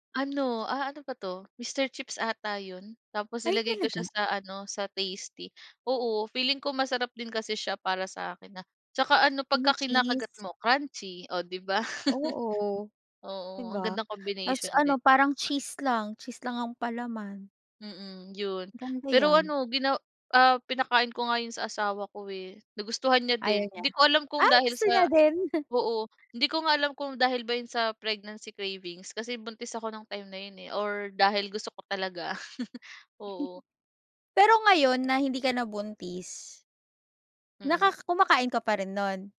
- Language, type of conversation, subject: Filipino, podcast, Ano ang pinakanakakagulat na kumbinasyon ng pagkain na nasubukan mo?
- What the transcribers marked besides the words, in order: other background noise; laugh; joyful: "Ah! Gusto niya din"; chuckle; laugh; tapping